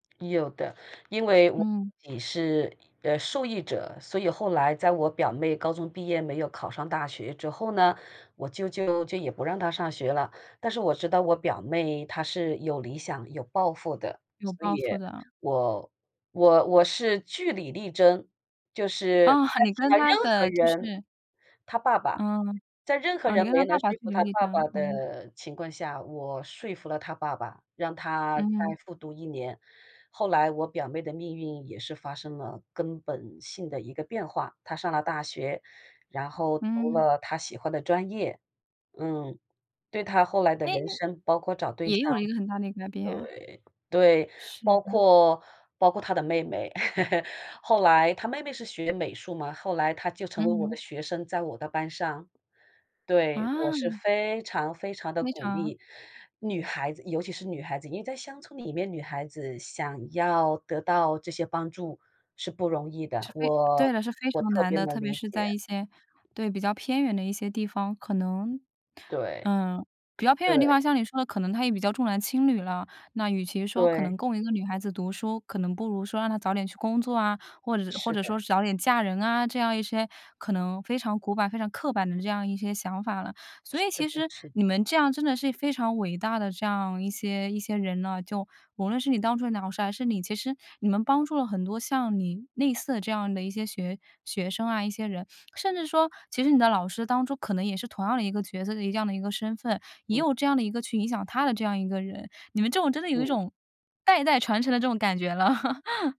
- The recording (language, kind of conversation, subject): Chinese, podcast, 有没有哪位老师或前辈曾经影响并改变了你的人生方向？
- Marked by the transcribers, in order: other background noise; chuckle; chuckle; laughing while speaking: "了"; laugh